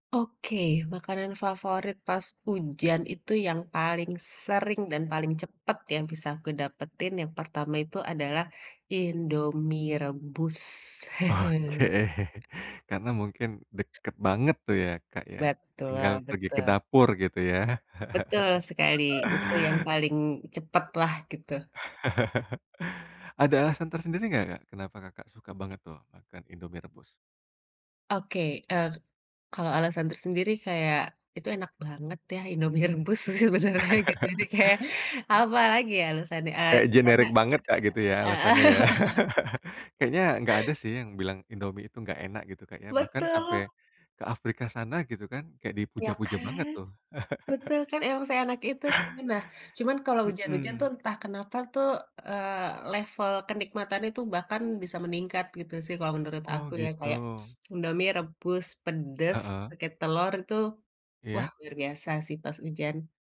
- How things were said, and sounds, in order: chuckle; tapping; other background noise; chuckle; chuckle; chuckle; laughing while speaking: "sebenarnya"; other noise; chuckle; chuckle
- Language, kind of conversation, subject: Indonesian, podcast, Apa makanan favorit saat hujan yang selalu kamu cari?